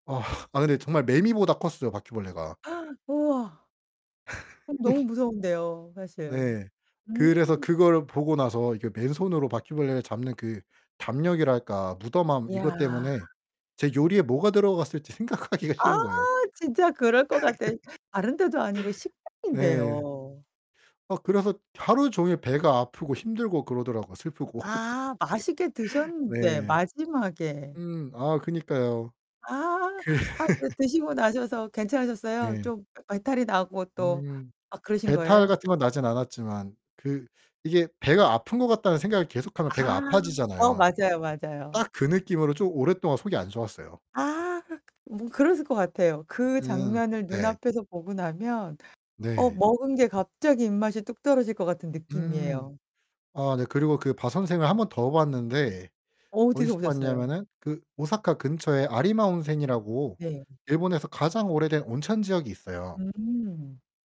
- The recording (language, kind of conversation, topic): Korean, podcast, 여행 중에 만난 사람들 가운데 특히 인상 깊었던 사람에 대해 이야기해 주실 수 있나요?
- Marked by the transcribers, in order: sigh; gasp; laugh; distorted speech; laughing while speaking: "생각하기가"; laugh; laugh; laugh; other background noise; static; tapping